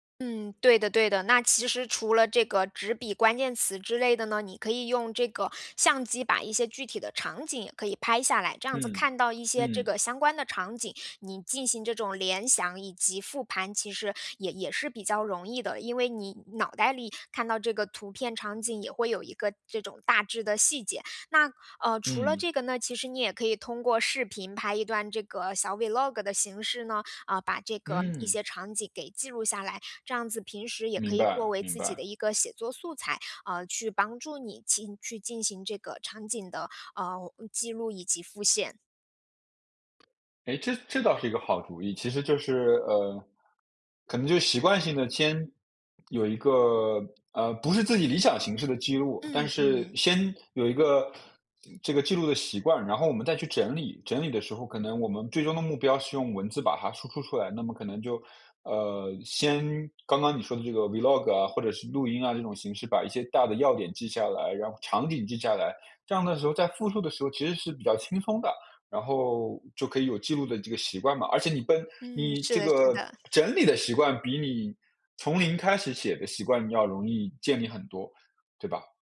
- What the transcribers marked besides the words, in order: in English: "vlog"; in English: "vlog"
- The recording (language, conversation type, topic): Chinese, advice, 在忙碌中如何持续记录并养成好习惯？